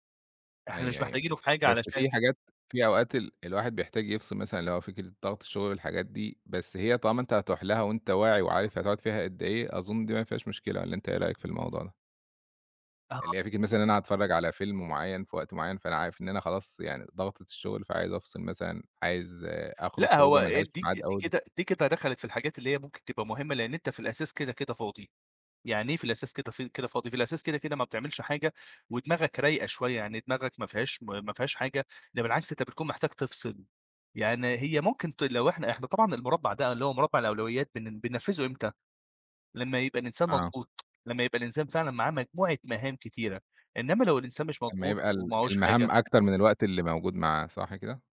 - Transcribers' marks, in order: tapping; other background noise
- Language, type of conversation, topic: Arabic, podcast, إزاي بتقسّم المهام الكبيرة لخطوات صغيرة؟